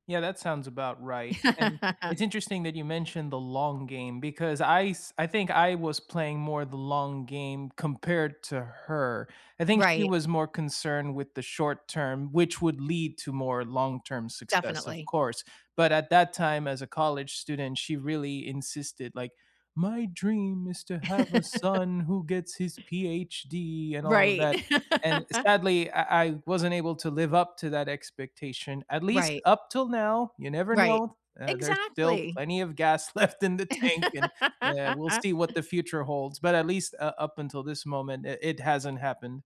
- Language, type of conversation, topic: English, unstructured, What finally helped you learn something new as an adult, and who encouraged you along the way?
- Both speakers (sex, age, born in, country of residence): female, 55-59, United States, United States; male, 35-39, United States, United States
- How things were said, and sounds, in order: laugh; tapping; put-on voice: "My dream is to have a son who gets his PhD"; laugh; laugh; laughing while speaking: "left in the tank"; laugh